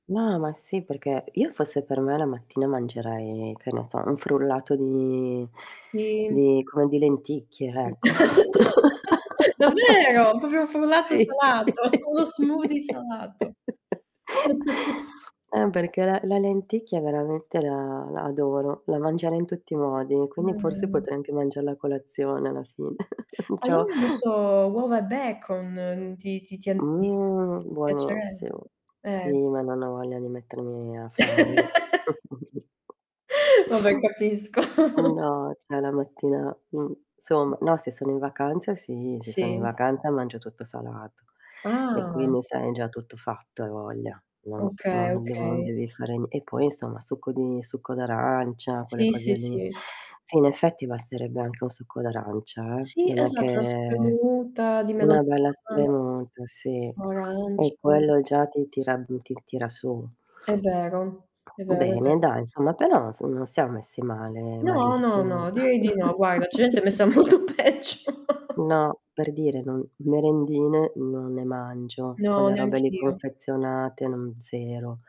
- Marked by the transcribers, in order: other background noise; laugh; "proprio" said as "propio"; distorted speech; chuckle; background speech; laughing while speaking: "Sì"; laugh; chuckle; tapping; chuckle; "Diciamo" said as "Diciao"; laugh; chuckle; "cioè" said as "ceh"; chuckle; static; unintelligible speech; chuckle; laughing while speaking: "molto peggio"; chuckle
- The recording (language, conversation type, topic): Italian, unstructured, Come scegli i pasti quotidiani per sentirti pieno di energia?